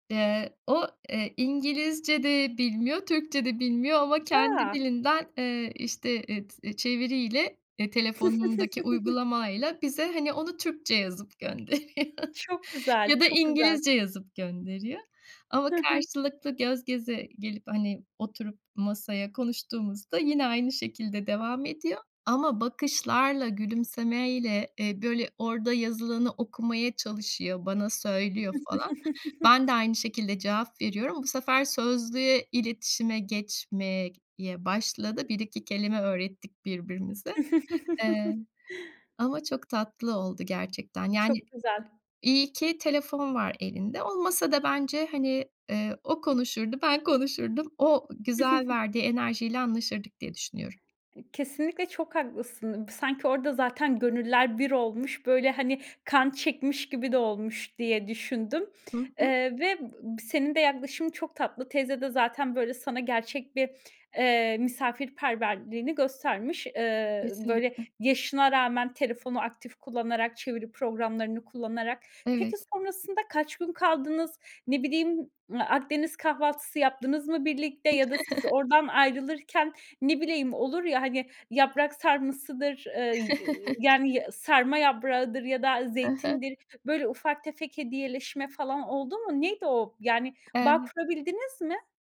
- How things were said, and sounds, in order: chuckle; laughing while speaking: "gönderiyor"; chuckle; chuckle; chuckle; tapping; other background noise; chuckle; chuckle
- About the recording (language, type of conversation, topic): Turkish, podcast, Dilini bilmediğin hâlde bağ kurduğun ilginç biri oldu mu?